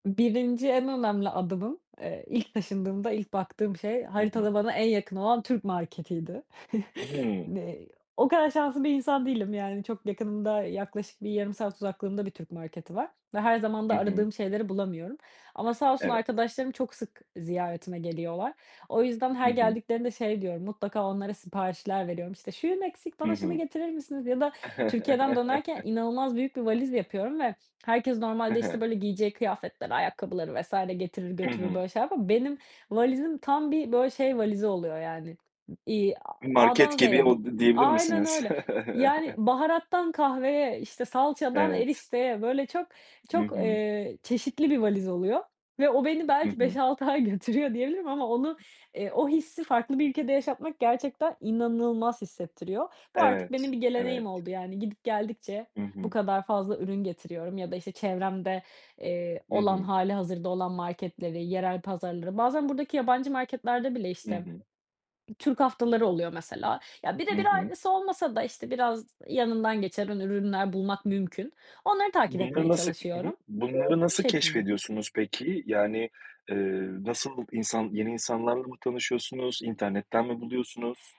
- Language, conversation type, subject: Turkish, podcast, Senin için gerçek bir konfor yemeği nedir?
- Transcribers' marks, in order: other background noise; chuckle; tapping; chuckle; chuckle; laughing while speaking: "ay götürüyor diyebilirim"